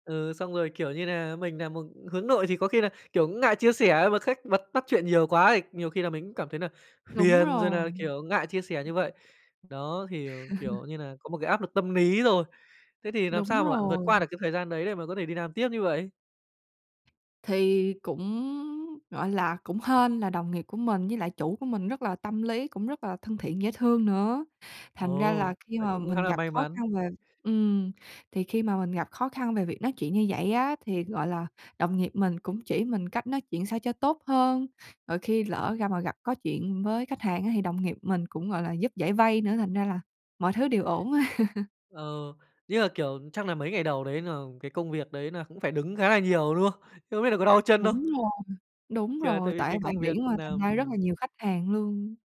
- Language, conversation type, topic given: Vietnamese, podcast, Lần đầu tiên bạn đi làm như thế nào?
- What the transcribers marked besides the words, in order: tapping; laugh; "lý" said as "ný"; other background noise; "làm" said as "nàm"; laugh